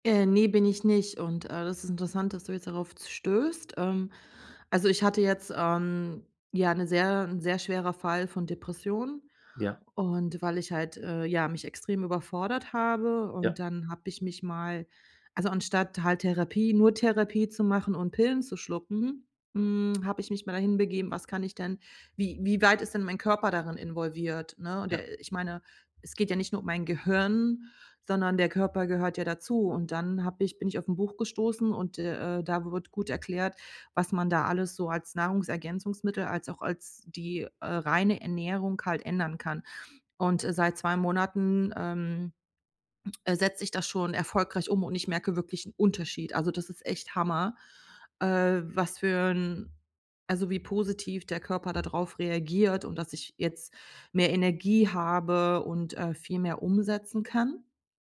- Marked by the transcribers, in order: other background noise; drawn out: "hm"
- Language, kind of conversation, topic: German, advice, Warum fällt es mir so schwer, gesunde Mahlzeiten zu planen und langfristig durchzuhalten?